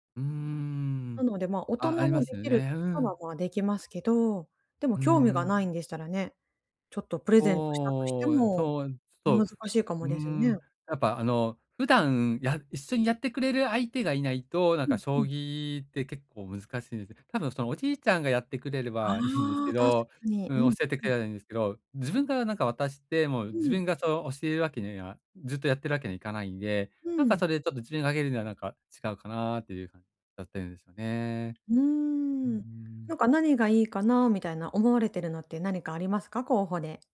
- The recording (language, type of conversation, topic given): Japanese, advice, 予算内で満足できる買い物をするにはどうすればいいですか？
- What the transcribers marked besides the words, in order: none